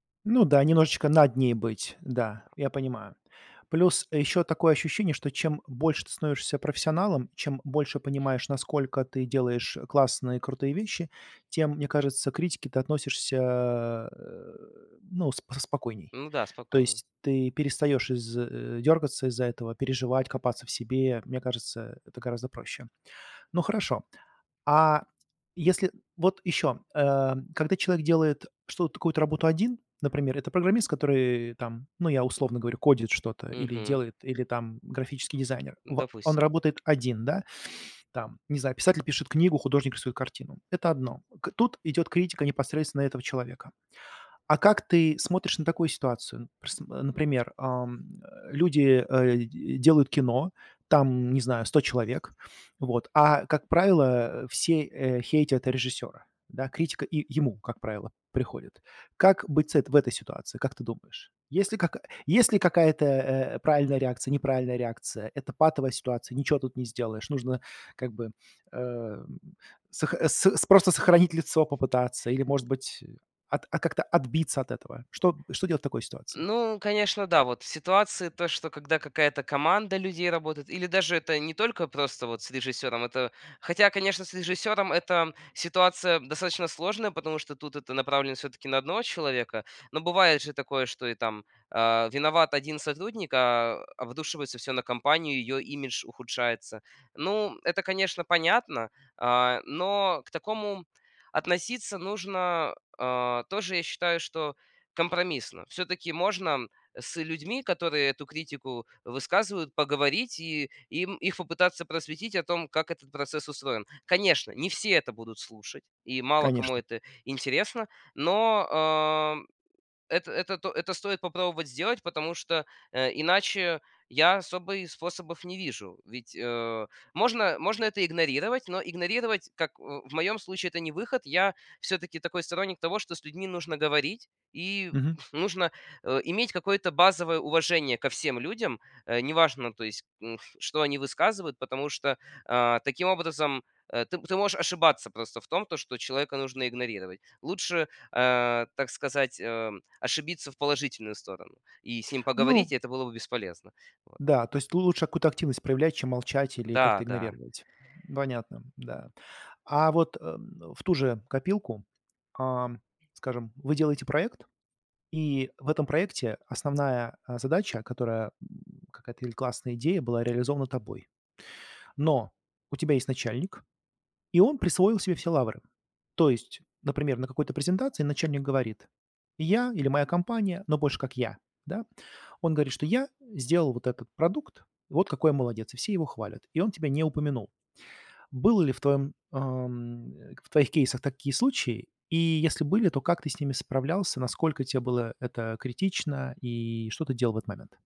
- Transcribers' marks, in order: tapping
- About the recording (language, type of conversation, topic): Russian, podcast, Как ты реагируешь на критику своих идей?